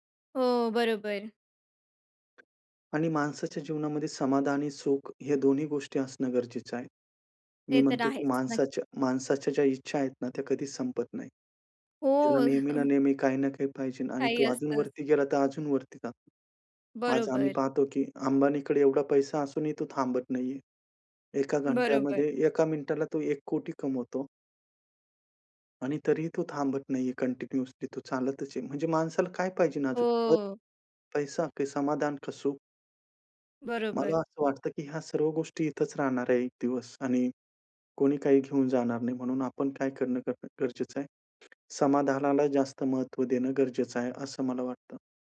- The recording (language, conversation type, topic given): Marathi, podcast, मोठ्या पदापेक्षा कामात समाधान का महत्त्वाचं आहे?
- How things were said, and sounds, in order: other noise; tapping; chuckle; in English: "कंटिन्युअसली"; drawn out: "अ"